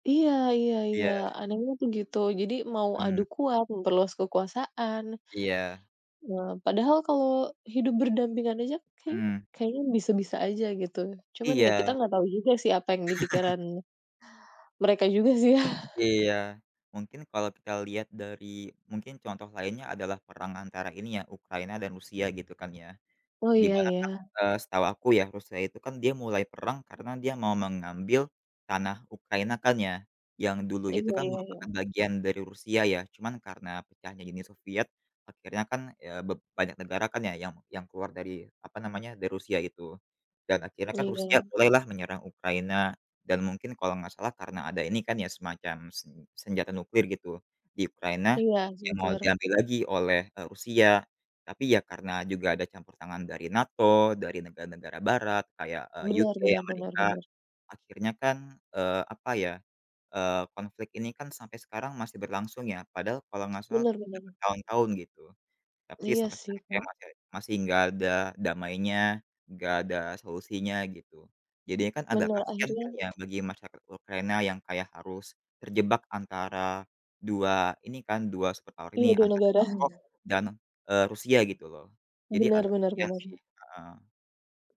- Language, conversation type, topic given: Indonesian, unstructured, Mengapa propaganda sering digunakan dalam perang dan politik?
- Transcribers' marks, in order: laugh; other background noise; laughing while speaking: "ya?"; in English: "superpower"